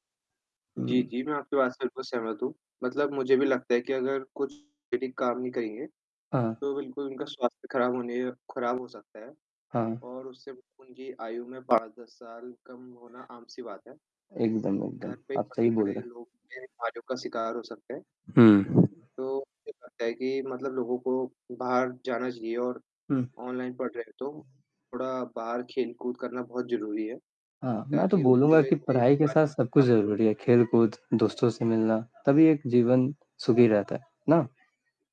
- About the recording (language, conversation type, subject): Hindi, unstructured, बच्चों की पढ़ाई पर कोविड-19 का क्या असर पड़ा है?
- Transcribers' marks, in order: static; distorted speech; mechanical hum; other background noise